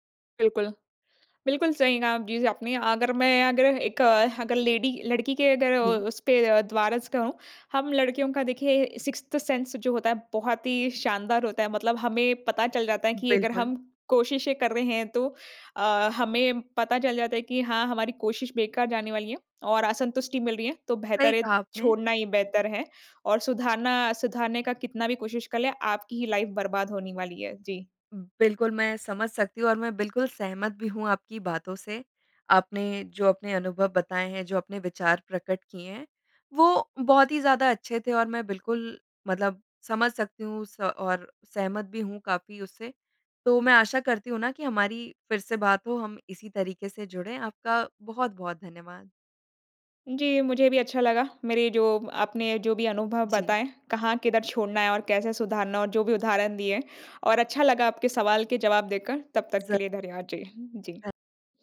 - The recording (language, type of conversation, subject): Hindi, podcast, किसी रिश्ते, काम या स्थिति में आप यह कैसे तय करते हैं कि कब छोड़ देना चाहिए और कब उसे सुधारने की कोशिश करनी चाहिए?
- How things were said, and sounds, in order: in English: "लेडी"; in English: "सिक्स्थ सेंस"; in English: "लाइफ़"